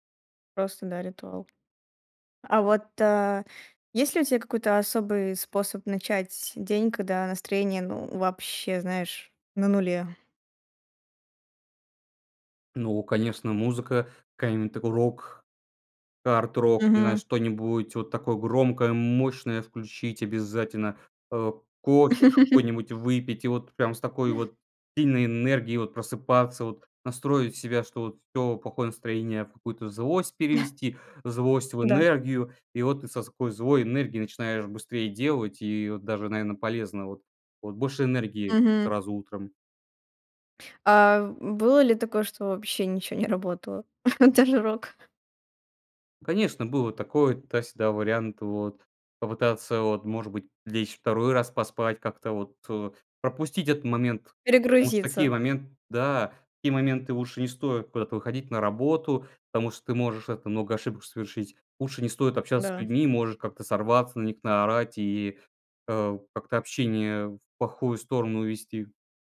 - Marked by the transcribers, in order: tapping; background speech; chuckle; other noise; chuckle; laughing while speaking: "не"; laughing while speaking: "Даже рок?"
- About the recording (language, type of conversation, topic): Russian, podcast, Как маленькие ритуалы делают твой день лучше?